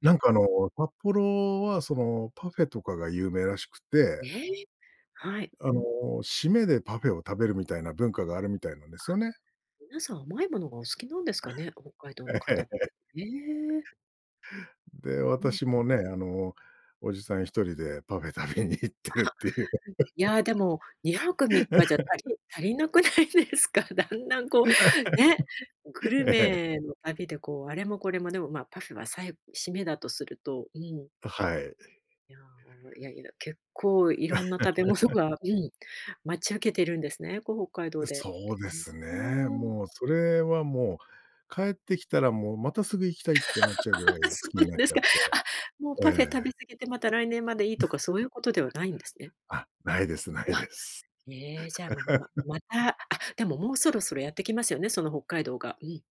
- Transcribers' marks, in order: laugh; laughing while speaking: "パフェ食べに行ってるっていう"; laugh; laughing while speaking: "足りなくないですか？"; laugh; laughing while speaking: "ええ"; laugh; laugh; chuckle; laughing while speaking: "ないです"; laugh; other noise
- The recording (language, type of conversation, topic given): Japanese, podcast, 毎年恒例の旅行やお出かけの習慣はありますか？